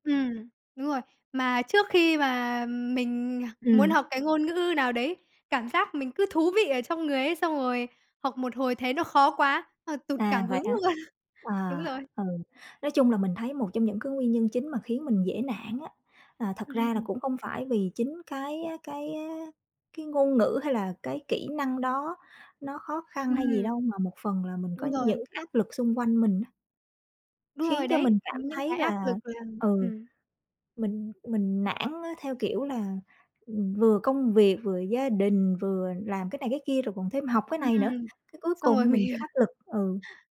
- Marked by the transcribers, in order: laughing while speaking: "luôn"; other background noise; tapping; laughing while speaking: "mình, ờ"
- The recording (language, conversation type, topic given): Vietnamese, unstructured, Tại sao nhiều người bỏ cuộc giữa chừng khi học một kỹ năng mới?